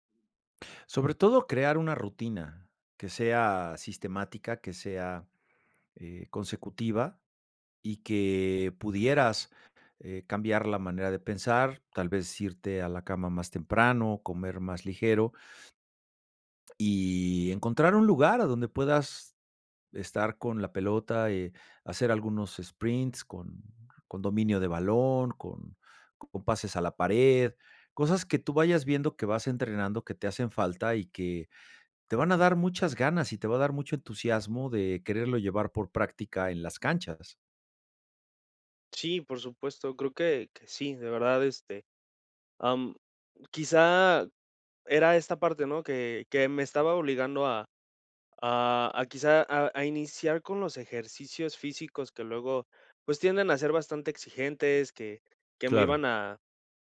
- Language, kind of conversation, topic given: Spanish, advice, ¿Cómo puedo dejar de postergar y empezar a entrenar, aunque tenga miedo a fracasar?
- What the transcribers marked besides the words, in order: none